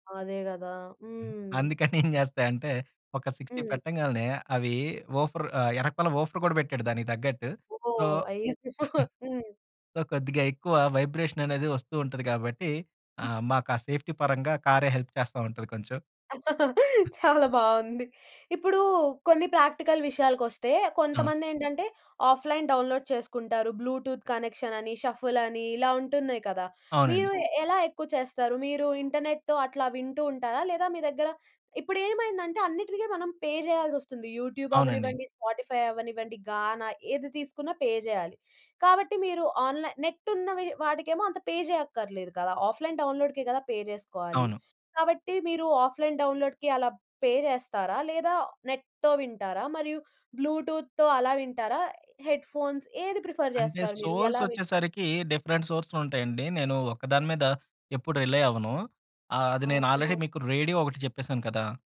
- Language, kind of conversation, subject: Telugu, podcast, రోడ్ ట్రిప్ కోసం పాటల జాబితాను ఎలా సిద్ధం చేస్తారు?
- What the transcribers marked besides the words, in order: chuckle; in English: "సిక్స్టీ"; in English: "వూఫర్"; in English: "వూఫర్"; in English: "సో, సో"; chuckle; in English: "వైబ్రేషన్"; in English: "సేఫ్టీ"; other noise; in English: "హెల్ప్"; laugh; in English: "ప్రాక్టికల్"; in English: "ఆఫ్‌లైన్ డౌన్‌లోడ్"; in English: "బ్లూటూత్ కనెక్షన్"; in English: "షఫుల్"; in English: "ఇంటర్నెట్‌తో"; in English: "పే"; in English: "యూట్యూబ్"; in English: "పే"; in English: "ఆన్‌లైన్ నెట్"; in English: "పే"; in English: "ఆఫ్‌లైన్ డౌన్‌లోడ్‌కి"; in English: "పే"; in English: "ఆఫ్‌లైన్ డౌన్‌లోడ్‌కి"; in English: "పే"; in English: "నెట్‌తో"; in English: "బ్లూటూత్‌తో"; in English: "హెడ్‌ఫోన్స్"; in English: "ప్రిఫర్"; in English: "సోర్స్"; in English: "డిఫరెంట్ సోర్సెస్"; in English: "రిలై"; in English: "ఆల్రెడీ"